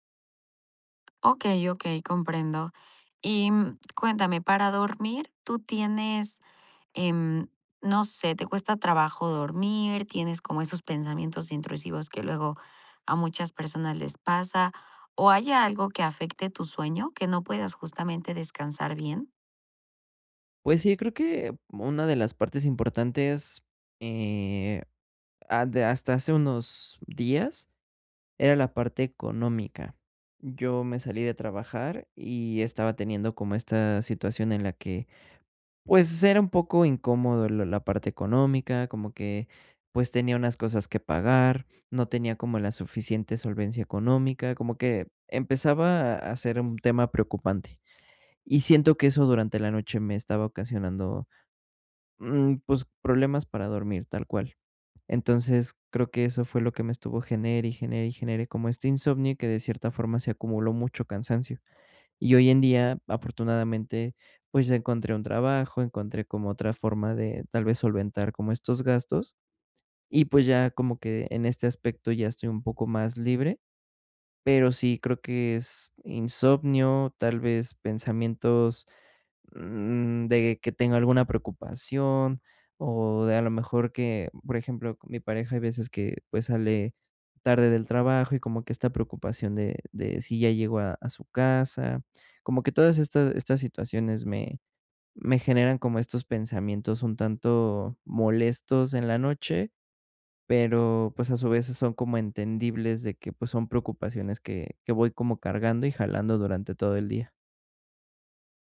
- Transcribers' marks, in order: other background noise
- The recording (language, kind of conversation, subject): Spanish, advice, ¿Cómo puedo despertar con más energía por las mañanas?